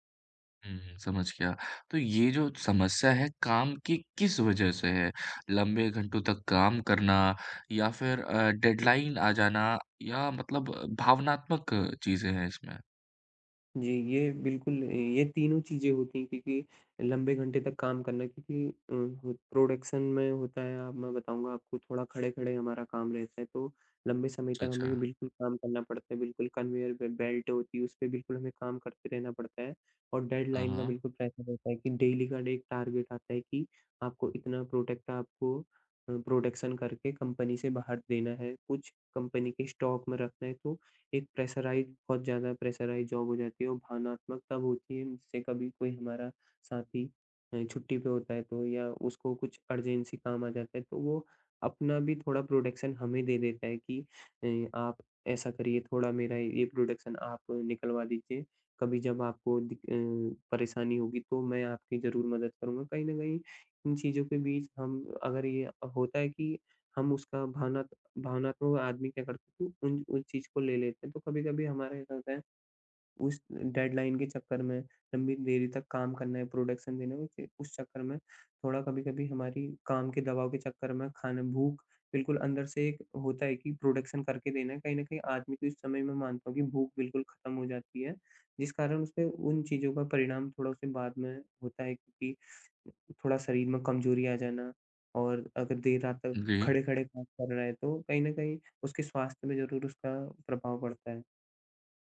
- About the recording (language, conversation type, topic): Hindi, advice, काम के दबाव के कारण अनियमित भोजन और भूख न लगने की समस्या से कैसे निपटें?
- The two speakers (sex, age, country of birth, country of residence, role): male, 25-29, India, India, advisor; male, 25-29, India, India, user
- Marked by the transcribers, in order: tapping; in English: "डेडलाइन"; in English: "प्रोडक्शन"; in English: "डेडलाइन"; in English: "प्रेशर"; in English: "डेली"; in English: "टारगेट"; in English: "प्रोडक्ट"; in English: "प्रोडक्शन"; in English: "कंपनी"; in English: "कंपनी"; in English: "स्टॉक"; in English: "प्रेशराइज़्ड"; in English: "प्रेशराइज़्ड जॉब"; in English: "अर्जेन्सी"; in English: "प्रोडक्शन"; in English: "प्रोडक्शन"; in English: "डेडलाइन"; in English: "प्रोडक्शन"; in English: "प्रोडक्शन"